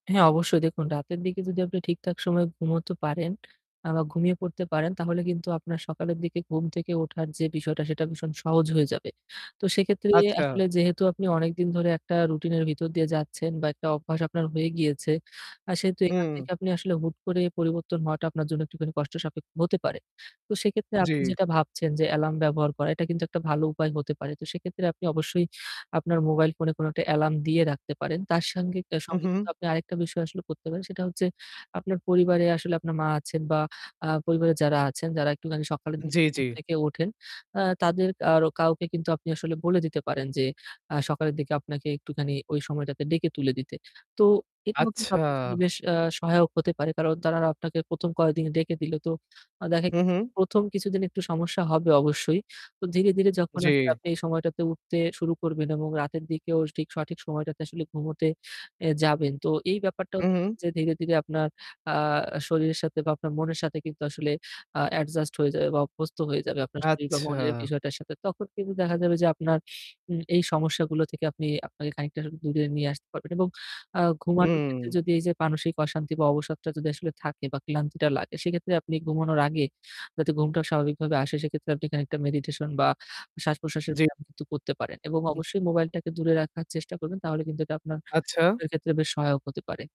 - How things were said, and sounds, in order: static; tapping; distorted speech
- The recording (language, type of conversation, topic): Bengali, advice, আমি কেন নিয়মিতভাবে সকালের রুটিন মেনে চলতে পারছি না, আর কেন সেটি সব সময় দেরি হয়ে যায়?